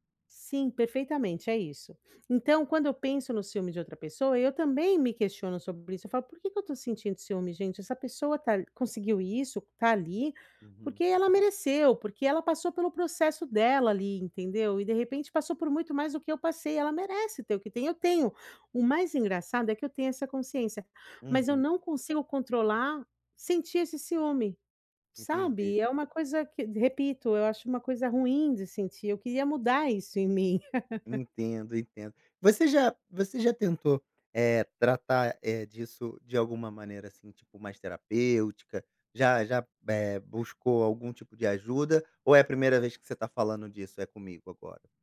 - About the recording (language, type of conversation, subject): Portuguese, advice, Como posso lidar com o ciúme das conquistas dos meus amigos sem magoá-los?
- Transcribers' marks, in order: laugh; tapping